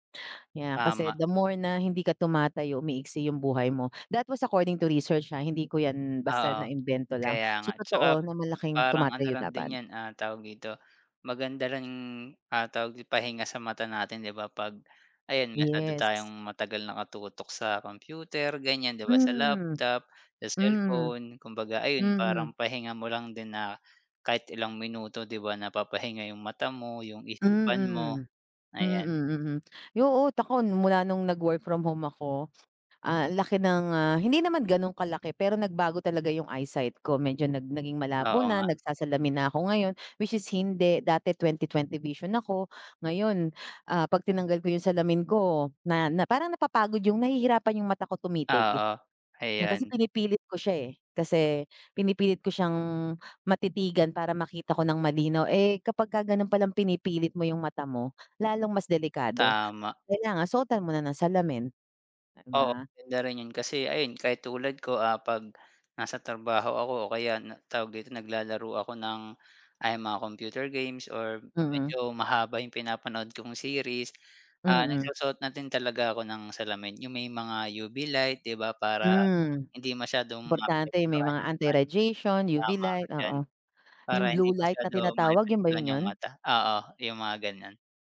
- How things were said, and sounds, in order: other background noise; in English: "That was according to research"; tapping; "ako" said as "tako"
- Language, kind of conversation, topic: Filipino, unstructured, Ano ang paborito mong libangan?